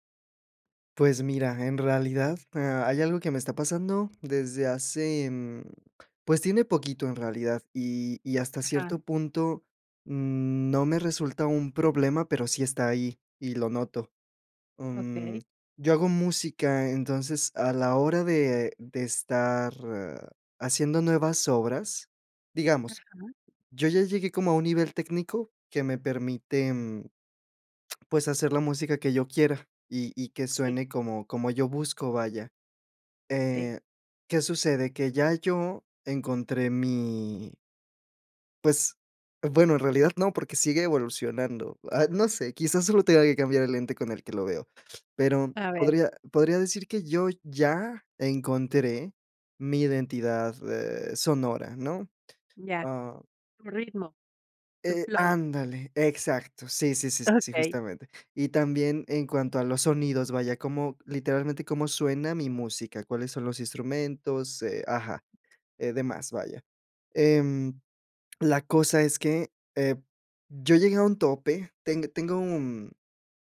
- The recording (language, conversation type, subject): Spanish, advice, ¿Cómo puedo medir mi mejora creativa y establecer metas claras?
- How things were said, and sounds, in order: other background noise; other noise